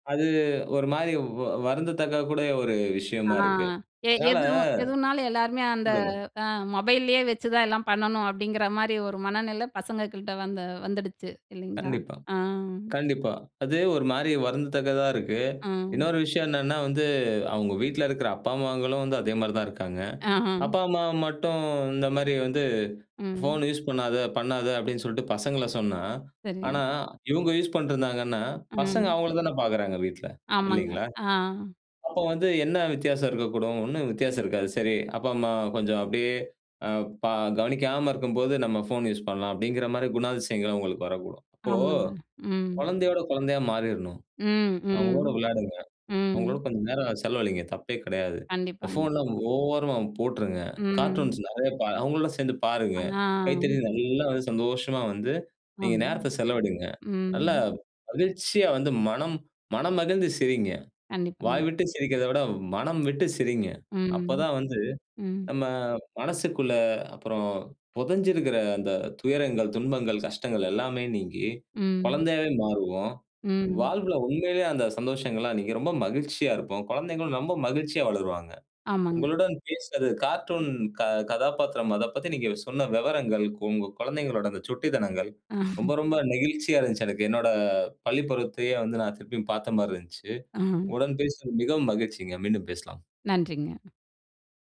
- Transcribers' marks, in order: other background noise; "மாறிடணும்" said as "மாறிர்ணும்"; drawn out: "ஓரமா"; drawn out: "நல்லா"; "ரொம்ப" said as "நெம்ப"; chuckle
- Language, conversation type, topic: Tamil, podcast, கார்டூன்களில் உங்களுக்கு மிகவும் பிடித்த கதாபாத்திரம் யார்?